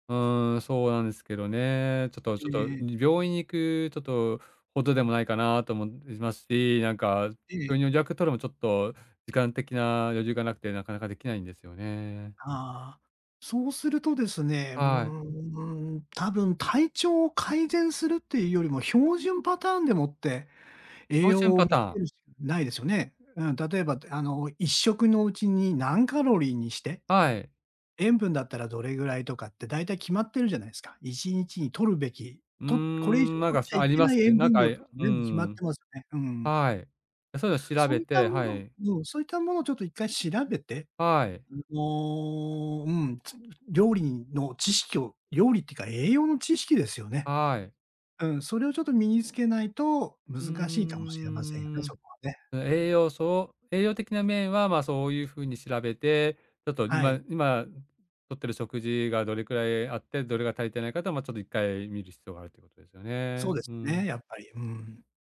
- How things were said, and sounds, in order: unintelligible speech; other background noise
- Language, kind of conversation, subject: Japanese, advice, 料理に自信がなく、栄養のある食事を続けるのが不安なとき、どう始めればよいですか？